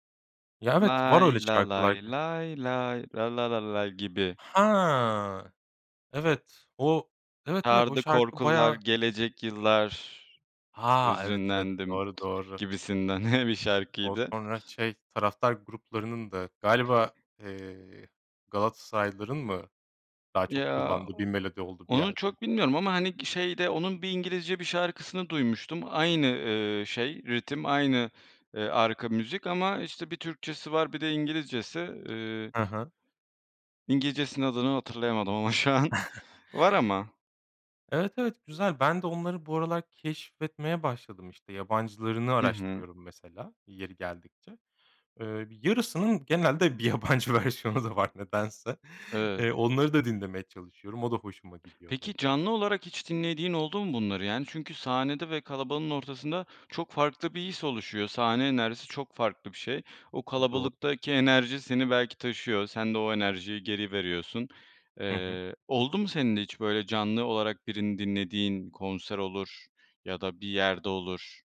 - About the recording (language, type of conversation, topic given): Turkish, podcast, Müzik sana ne hissettiriyor ve hangi türleri seviyorsun?
- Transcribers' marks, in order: other background noise; singing: "Lay la lay lay lay la la la lay"; tapping; chuckle; chuckle; laughing while speaking: "şu an"; laughing while speaking: "bir yabancı versiyonu da var nedense"